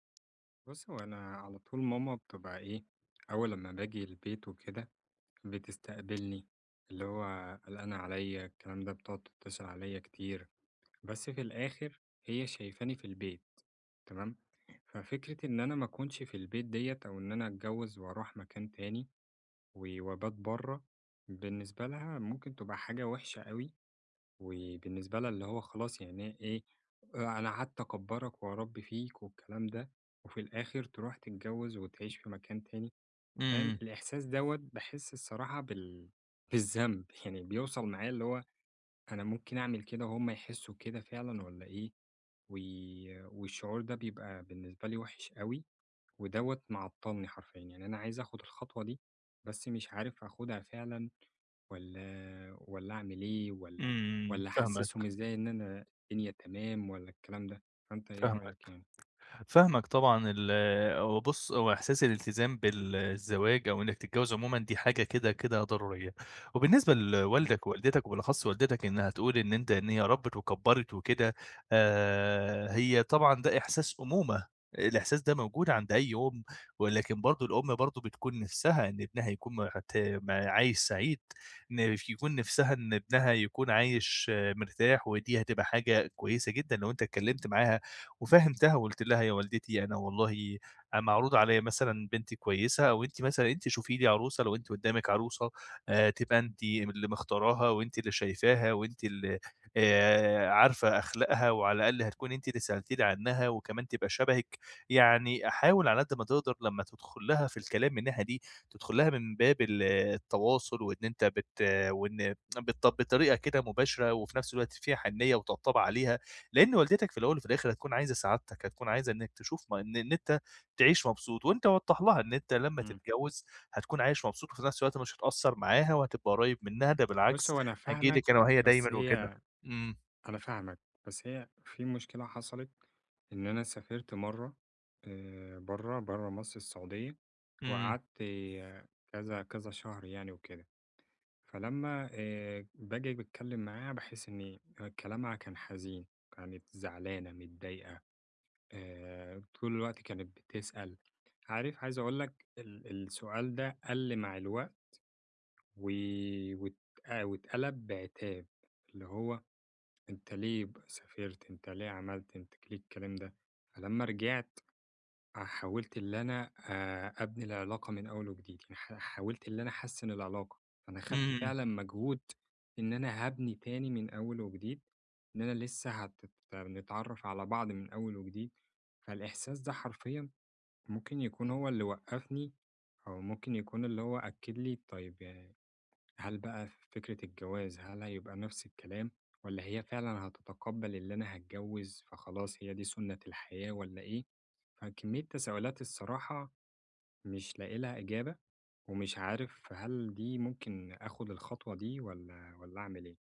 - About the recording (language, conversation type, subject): Arabic, advice, إزاي آخد قرار شخصي مهم رغم إني حاسس إني ملزوم قدام عيلتي؟
- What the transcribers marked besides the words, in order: tapping; tsk